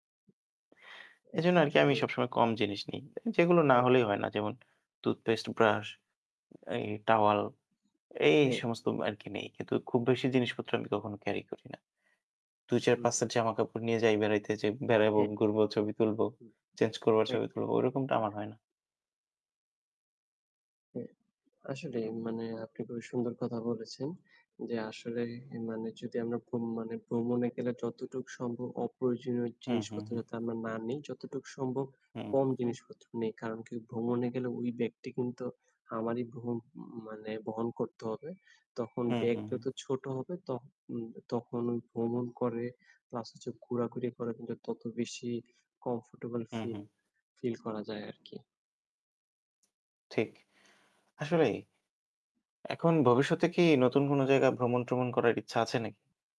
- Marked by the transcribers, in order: static; distorted speech; horn
- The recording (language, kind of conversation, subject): Bengali, unstructured, আপনি ভ্রমণে যেতে সবচেয়ে বেশি কোন জায়গাটি পছন্দ করেন?